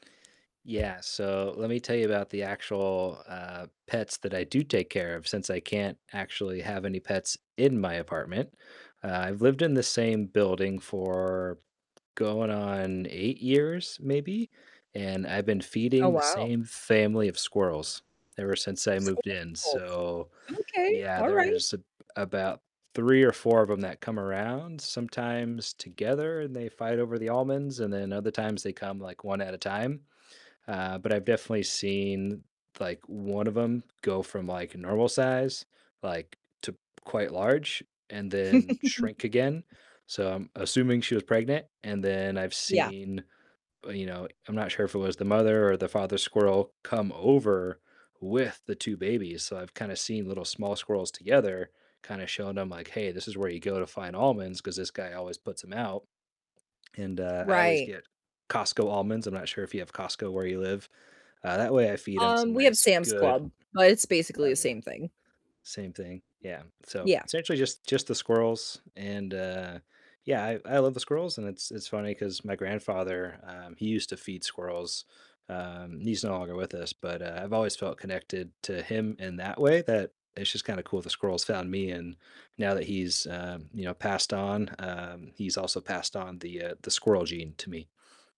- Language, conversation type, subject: English, unstructured, How have your experiences with pets shaped how you connect with family and close friends?
- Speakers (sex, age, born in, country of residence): female, 30-34, United States, United States; male, 40-44, United States, United States
- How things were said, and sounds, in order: distorted speech; other background noise; stressed: "in"; tapping; static; laugh